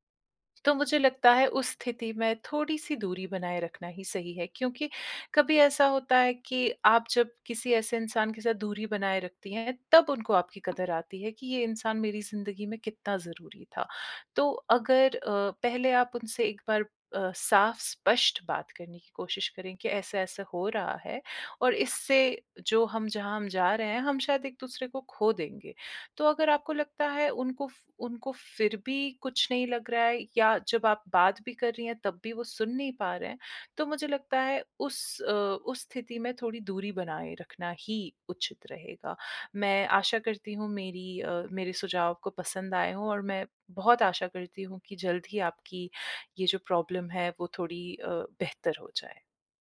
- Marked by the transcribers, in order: tapping; in English: "प्रॉब्लम"
- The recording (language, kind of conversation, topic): Hindi, advice, साथी की भावनात्मक अनुपस्थिति या दूरी से होने वाली पीड़ा